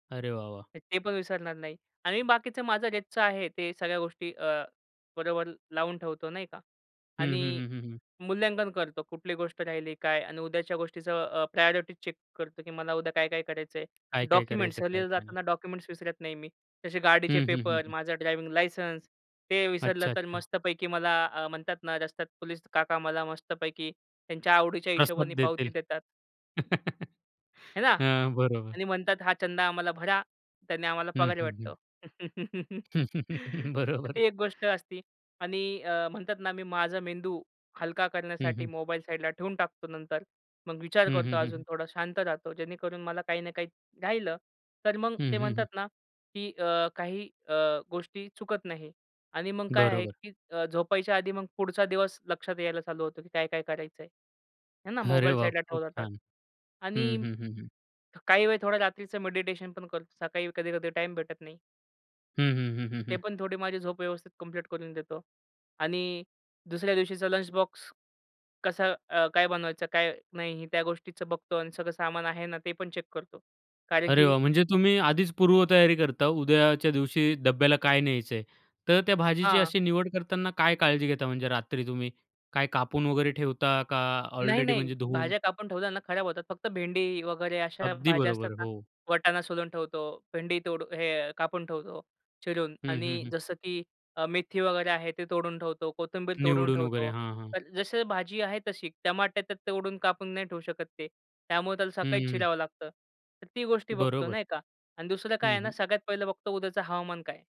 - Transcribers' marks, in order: in English: "प्रायोरिटी चेक"; in English: "डॉक्युमेंट्स"; tapping; in English: "डॉक्युमेंट्स"; in English: "लायसन्स"; laugh; laugh; in English: "बॉक्स"; in English: "चेक"
- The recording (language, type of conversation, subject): Marathi, podcast, पुढच्या दिवसासाठी रात्री तुम्ही काय तयारी करता?